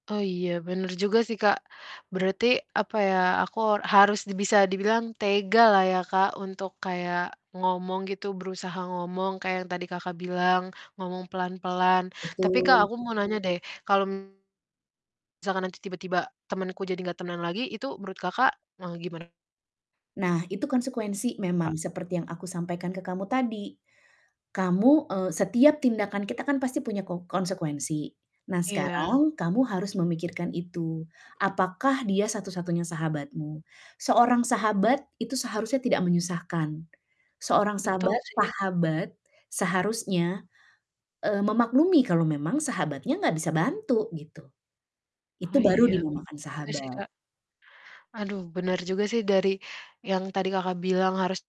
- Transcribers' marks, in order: distorted speech; other background noise; static
- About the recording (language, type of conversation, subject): Indonesian, advice, Bagaimana cara mengatakan tidak kepada orang lain dengan tegas tetapi tetap sopan?
- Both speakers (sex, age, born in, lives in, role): female, 20-24, Indonesia, Indonesia, user; female, 45-49, Indonesia, Indonesia, advisor